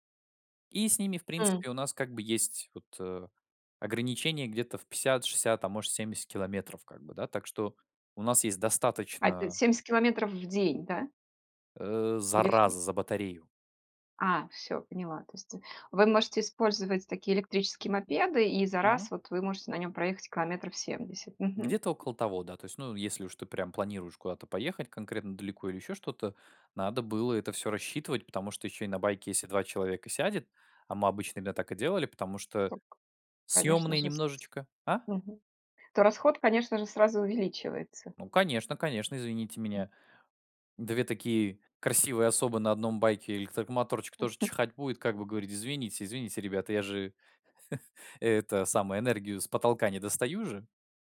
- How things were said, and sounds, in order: tapping; chuckle
- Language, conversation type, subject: Russian, podcast, Расскажи о человеке, который показал тебе скрытое место?